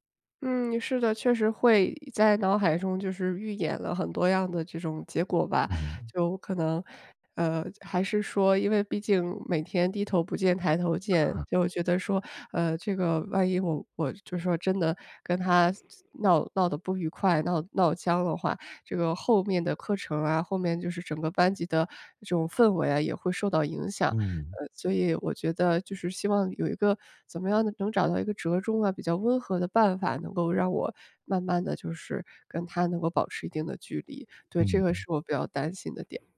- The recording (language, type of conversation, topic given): Chinese, advice, 我该如何与朋友清楚地设定个人界限？
- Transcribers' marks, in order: none